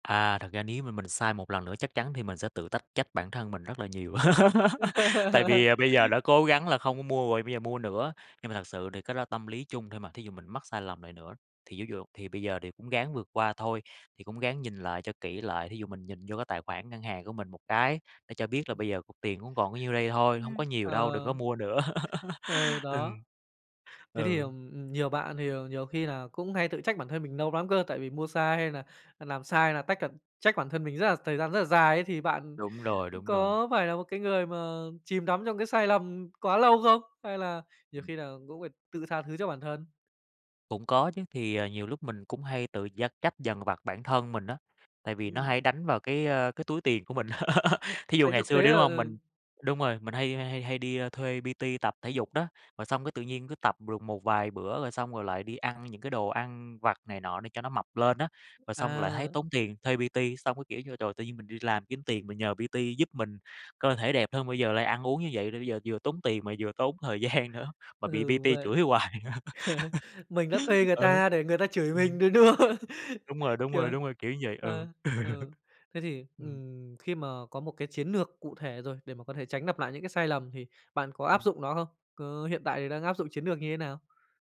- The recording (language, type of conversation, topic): Vietnamese, podcast, Bạn làm thế nào để tránh lặp lại những sai lầm cũ?
- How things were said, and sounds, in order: laugh; other background noise; laugh; "làm" said as "nàm"; tapping; laugh; in English: "P-T"; in English: "P-T"; in English: "P-T"; laugh; laughing while speaking: "gian"; laughing while speaking: "không?"; in English: "P-T"; laugh; laughing while speaking: "hoài. Ừ"; laugh; "lược" said as "nược"; chuckle; "lặp" said as "nặp"; "lược" said as "nược"